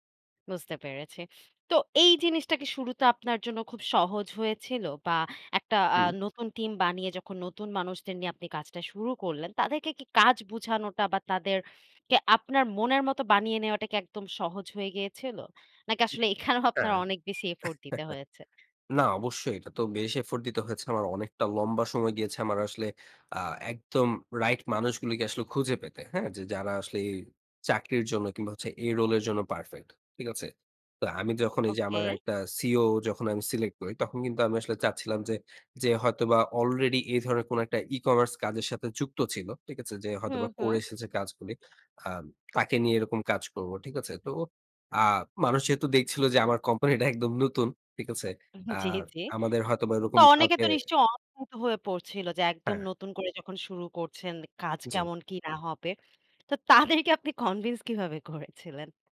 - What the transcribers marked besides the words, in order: scoff; chuckle; in English: "effort"; in English: "effort"; in English: "role"; laughing while speaking: "কোম্পানিটা একদম নতুন"; laughing while speaking: "জি, জি"; laughing while speaking: "তো তাদেরকে আপনি কনভিন্স কিভাবে করেছিলেন?"
- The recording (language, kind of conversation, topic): Bengali, podcast, প্রেরণা টিকিয়ে রাখার জন্য তোমার টিপস কী?